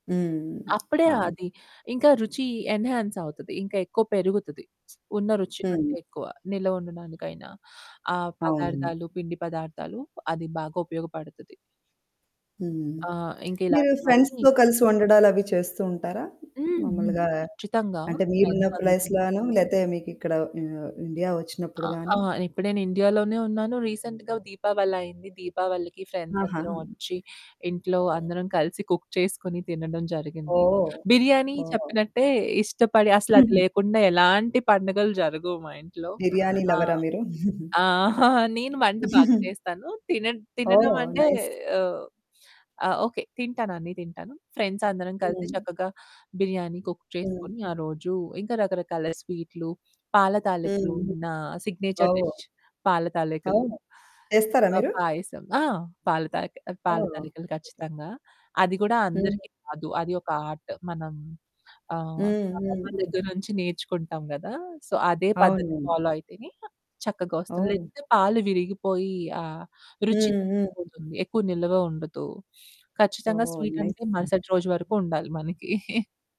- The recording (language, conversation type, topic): Telugu, podcast, పండుగ రోజుల్లో స్నేహితులతో కలిసి తప్పక తినాల్సిన ఆహారం ఏది?
- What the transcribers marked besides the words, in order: static; tapping; in English: "ఎన్‌హ్యాన్స్"; other background noise; in English: "ఫ్రెండ్స్‌తో"; in English: "ఫ్రెండ్స్"; in English: "రీసెంట్‌గా"; in English: "ఫ్రెండ్స్"; in English: "కుక్"; chuckle; giggle; in English: "నైస్"; in English: "ఫ్రెండ్స్"; in English: "కుక్"; in English: "సిగ్నేచర్ డిష్"; in English: "ఆర్ట్"; in English: "సో"; in English: "ఫాలో"; in English: "నైస్"; giggle